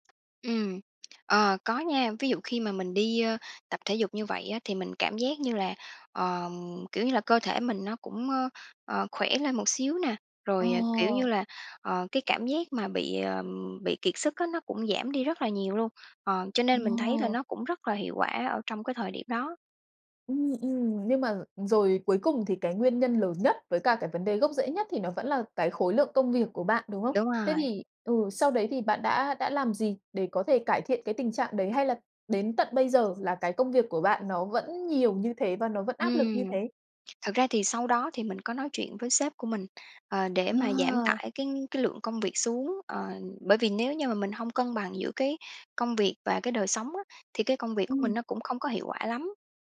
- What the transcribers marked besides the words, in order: tapping; other background noise
- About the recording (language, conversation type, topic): Vietnamese, podcast, Bạn nhận ra mình sắp kiệt sức vì công việc sớm nhất bằng cách nào?